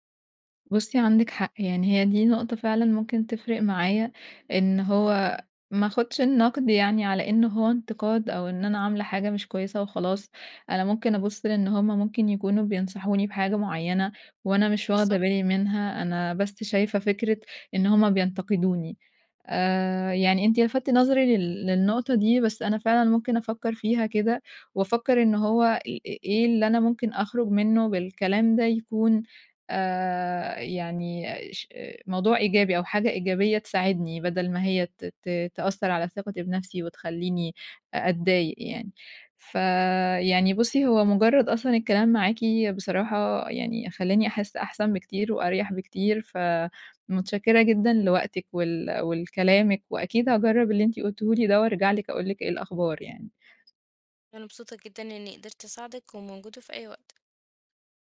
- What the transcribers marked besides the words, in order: tapping
- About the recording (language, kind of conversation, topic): Arabic, advice, إزاي الانتقاد المتكرر بيأثر على ثقتي بنفسي؟